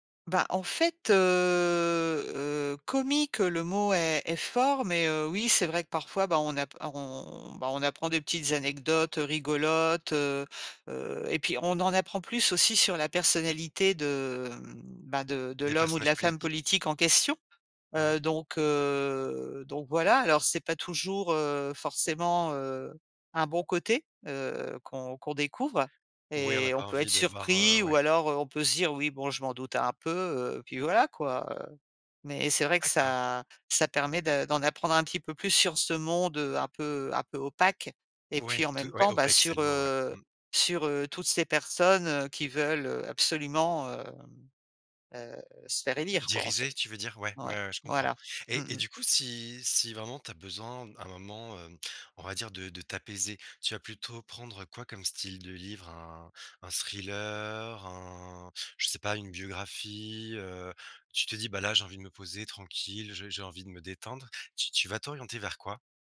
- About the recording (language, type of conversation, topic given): French, podcast, Comment fais-tu pour décrocher des écrans le soir ?
- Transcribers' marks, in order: drawn out: "heu"; "opaque" said as "opèque"